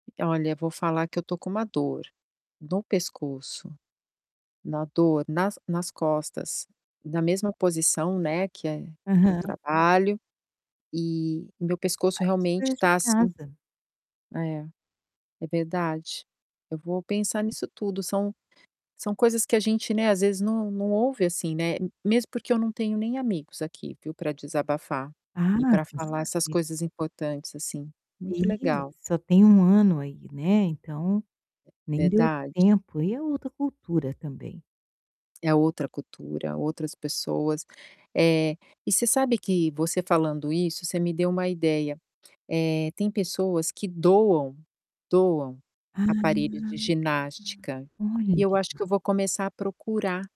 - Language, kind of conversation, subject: Portuguese, advice, Como posso encontrar tempo para me exercitar conciliando trabalho e família?
- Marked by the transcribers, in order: distorted speech; static; other background noise